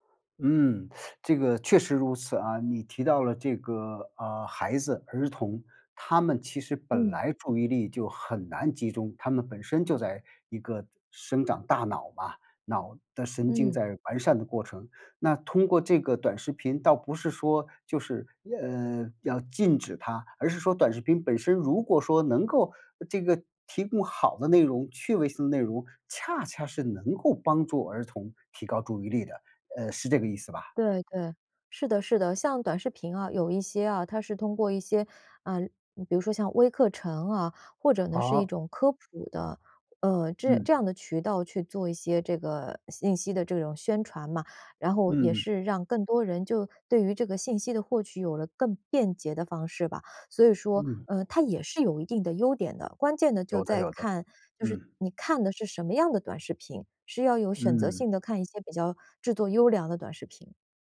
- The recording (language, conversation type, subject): Chinese, podcast, 你怎么看短视频对注意力的影响？
- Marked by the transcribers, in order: teeth sucking; other background noise